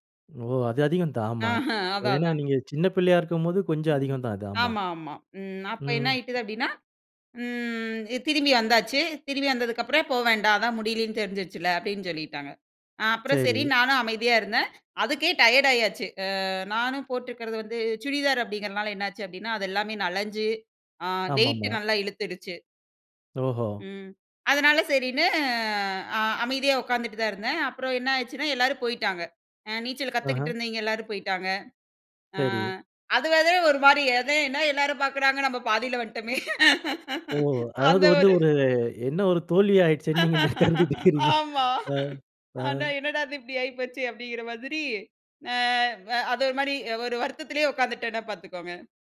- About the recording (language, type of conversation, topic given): Tamil, podcast, அவசரநிலையில் ஒருவர் உங்களை காப்பாற்றிய அனுபவம் உண்டா?
- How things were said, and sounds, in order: other noise; drawn out: "ம்"; horn; "நனஞ்சு" said as "நலஞ்சு"; laughing while speaking: "அதுனால, ஒரு மாரி அதே என்ன எல்லாரும் பாக்குறாங்க நம்ம பாதியில வந்துட்டோமே அந்த ஒரு"; tapping; laughing while speaking: "அதாவது வந்து ஒரு என்ன ஒரு தோல்வி ஆயிடுச்சேன்னு நீங்க கருதிட்டு இருக்றீங்க ஆ, ஆ"; laughing while speaking: "ஆமா! ஆனா, என்னடா இது இப்டி … வருத்தத்திலயே உட்காந்துட்டேன்னா பாத்துக்கோங்க"